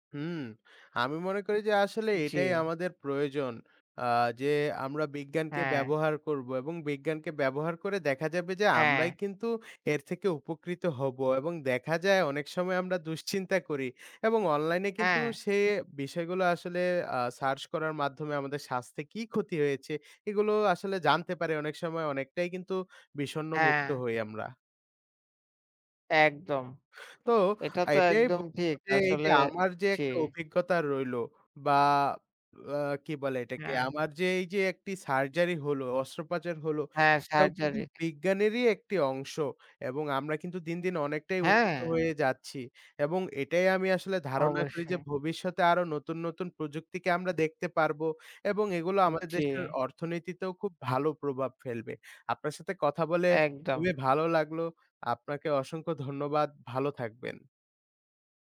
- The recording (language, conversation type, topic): Bengali, unstructured, বিজ্ঞান আমাদের স্বাস্থ্যের উন্নতিতে কীভাবে সাহায্য করে?
- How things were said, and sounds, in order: "এইটাই" said as "আইটাই"